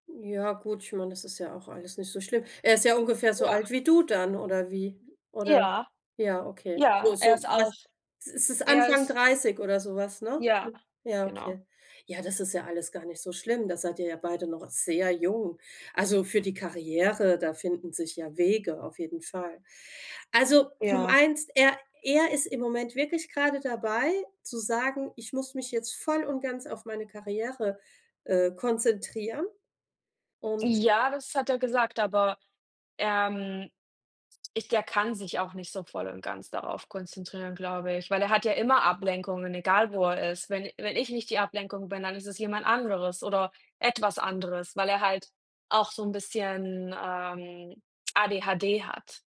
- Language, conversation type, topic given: German, unstructured, Wie zeigst du deinem Partner, dass du ihn schätzt?
- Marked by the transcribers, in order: stressed: "sehr"